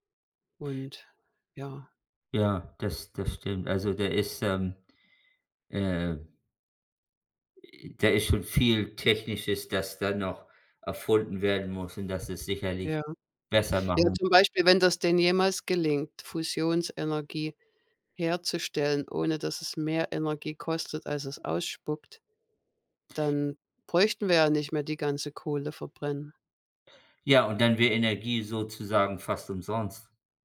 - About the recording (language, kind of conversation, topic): German, unstructured, Warum war die Entdeckung des Penicillins so wichtig?
- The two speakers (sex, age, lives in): female, 55-59, United States; male, 55-59, United States
- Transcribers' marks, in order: none